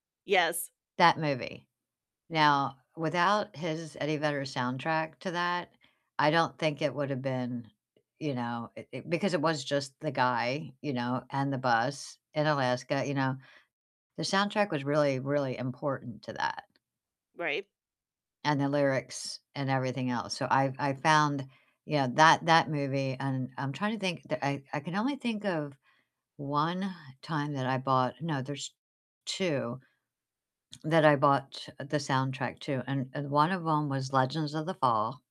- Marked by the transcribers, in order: none
- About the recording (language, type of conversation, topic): English, unstructured, How have film, TV, or game soundtracks changed how you felt about a story, and did they enrich the narrative or manipulate your emotions?
- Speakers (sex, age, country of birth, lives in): female, 50-54, United States, United States; female, 60-64, United States, United States